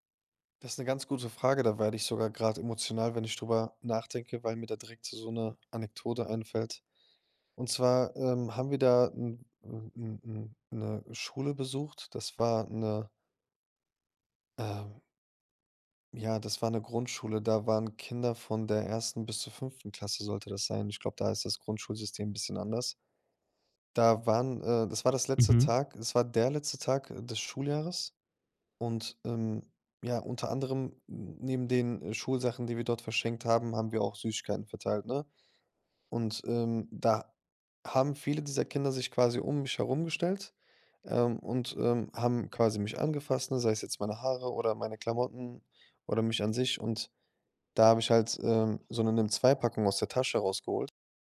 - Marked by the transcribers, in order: "Anekdote" said as "Anektode"
- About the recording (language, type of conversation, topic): German, podcast, Was hat dir deine erste große Reise beigebracht?